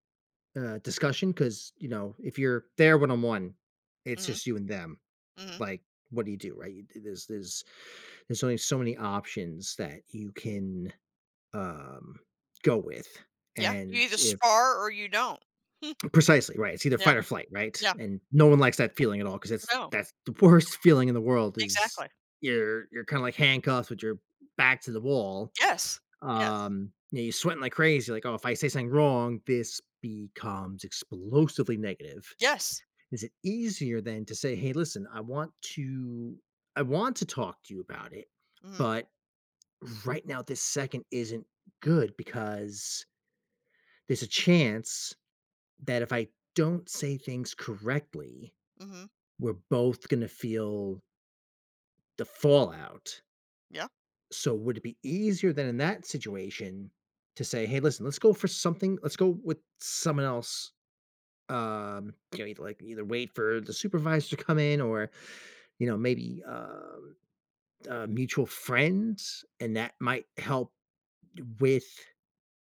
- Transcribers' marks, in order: chuckle; laughing while speaking: "worst"; stressed: "explosively"; other background noise
- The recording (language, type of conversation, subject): English, unstructured, Does talking about feelings help mental health?
- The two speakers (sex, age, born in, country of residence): female, 55-59, United States, United States; male, 40-44, United States, United States